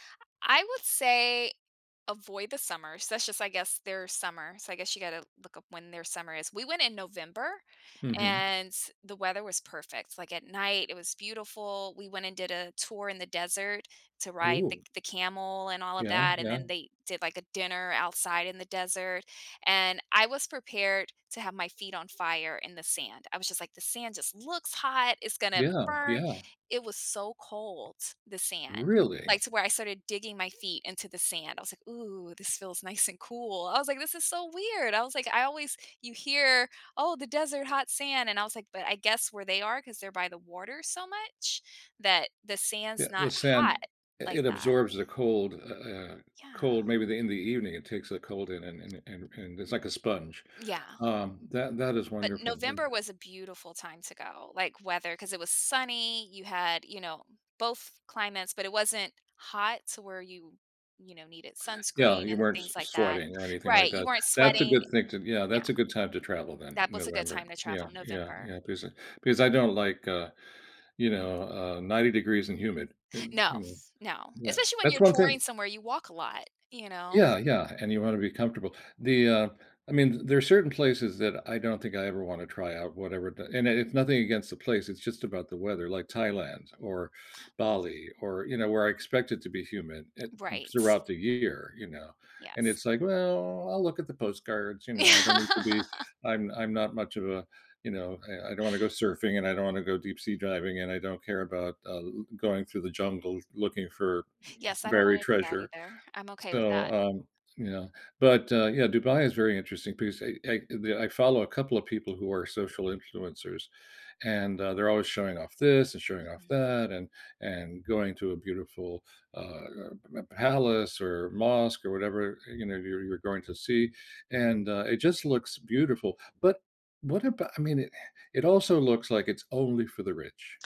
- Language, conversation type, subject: English, unstructured, What is the most surprising place you have ever visited?
- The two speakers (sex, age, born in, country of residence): female, 40-44, United States, United States; male, 70-74, Venezuela, United States
- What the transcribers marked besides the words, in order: tapping; drawn out: "well"; laughing while speaking: "Yeah"